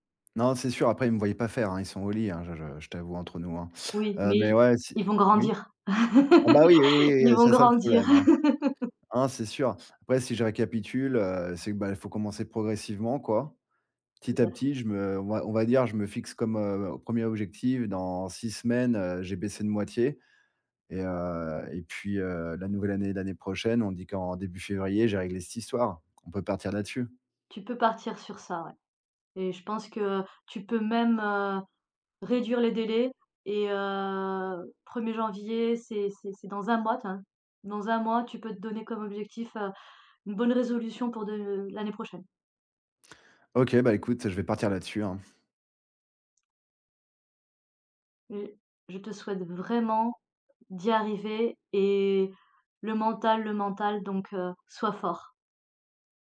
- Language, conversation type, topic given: French, advice, Comment puis-je remplacer le grignotage nocturne par une habitude plus saine ?
- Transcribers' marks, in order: laugh; drawn out: "heu"; stressed: "vraiment"